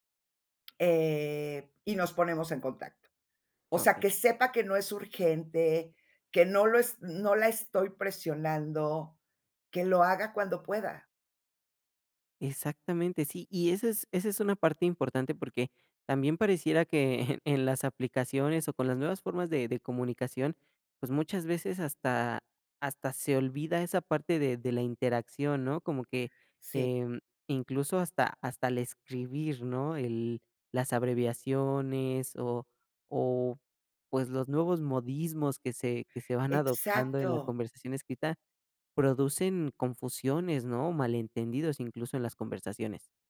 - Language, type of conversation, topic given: Spanish, podcast, ¿Cómo decides cuándo llamar en vez de escribir?
- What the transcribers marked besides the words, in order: laughing while speaking: "que en"